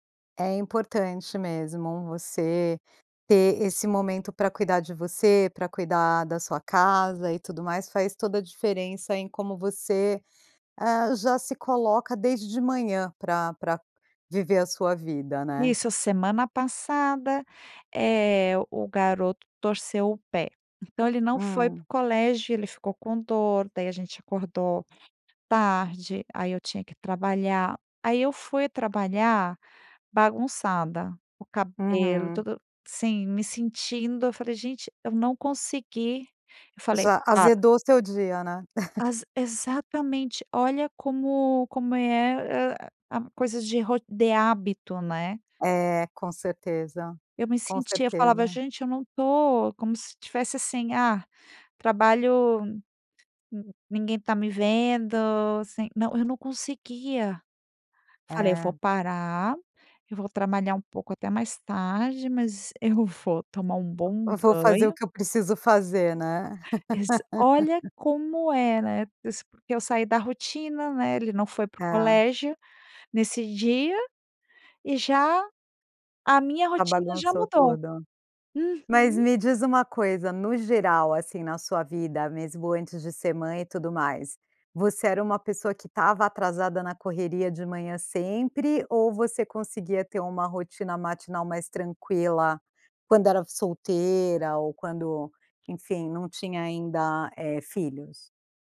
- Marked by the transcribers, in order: other background noise; unintelligible speech; tapping; laugh
- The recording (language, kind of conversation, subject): Portuguese, podcast, Como você faz para reduzir a correria matinal?